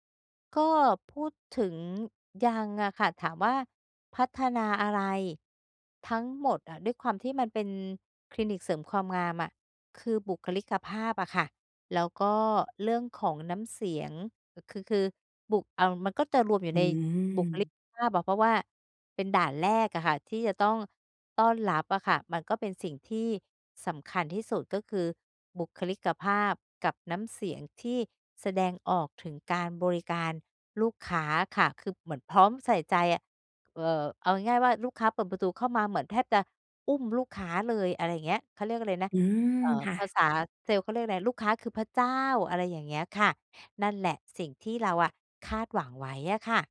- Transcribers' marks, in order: none
- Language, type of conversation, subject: Thai, advice, สร้างทีมที่เหมาะสมสำหรับสตาร์ทอัพได้อย่างไร?